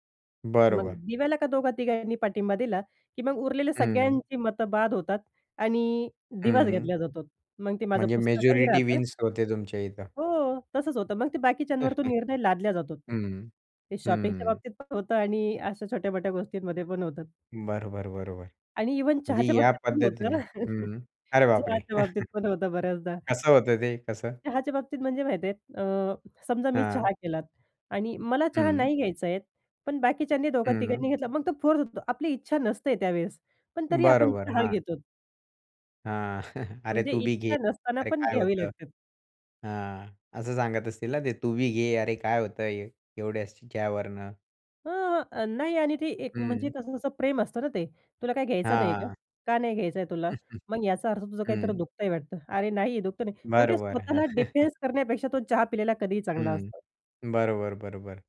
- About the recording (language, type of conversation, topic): Marathi, podcast, तुला असं वाटतं का की तुझ्या निर्णयांवर कुटुंबाचं मत किती परिणाम करतं?
- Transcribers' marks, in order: other background noise; in English: "विन्स"; chuckle; in English: "शॉपिंगच्या"; laughing while speaking: "इव्हन चहाच्या बाबतीत पण होतं ना. चहाच्या बाबतीत पण होतं बऱ्याचदा"; chuckle; "घेतो" said as "घेतोत"; chuckle; tapping; chuckle; laugh